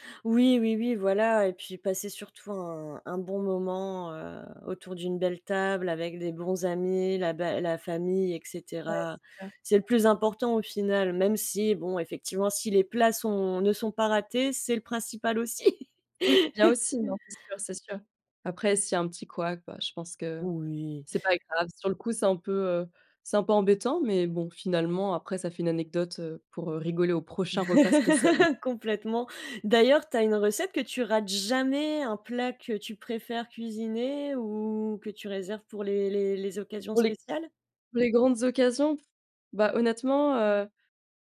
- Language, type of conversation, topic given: French, unstructured, Comment prépares-tu un repas pour une occasion spéciale ?
- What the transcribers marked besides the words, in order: chuckle; laugh; stressed: "jamais"